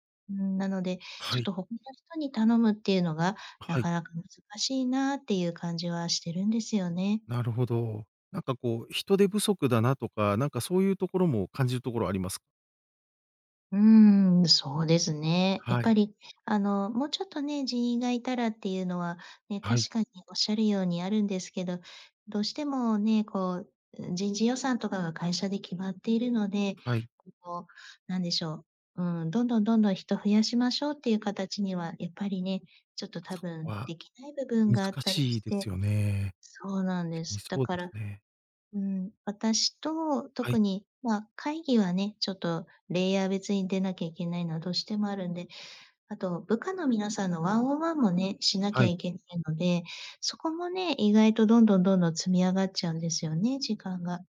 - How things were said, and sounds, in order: none
- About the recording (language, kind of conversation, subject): Japanese, advice, 仕事が忙しくて休憩や休息を取れないのですが、どうすれば取れるようになりますか？